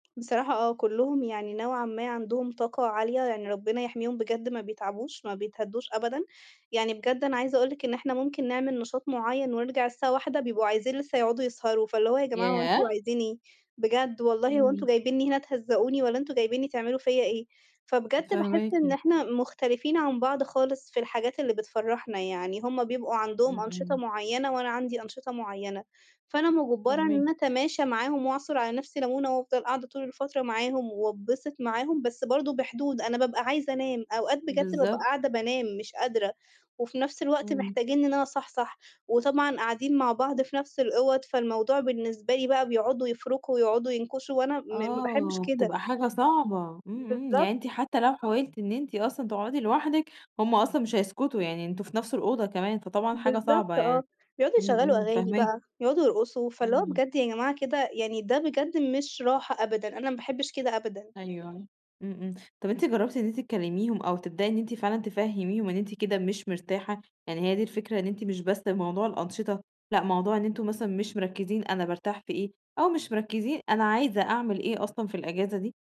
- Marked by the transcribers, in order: other background noise
- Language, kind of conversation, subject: Arabic, advice, إزاي أنظم أجازة مريحة من غير ما أتعب؟